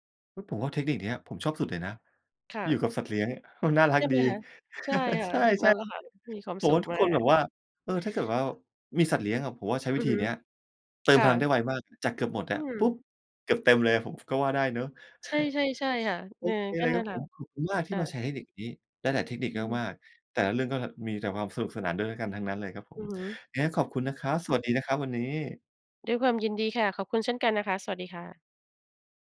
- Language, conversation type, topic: Thai, podcast, เวลาเหนื่อยจากงาน คุณทำอะไรเพื่อฟื้นตัวบ้าง?
- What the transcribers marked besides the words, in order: chuckle; chuckle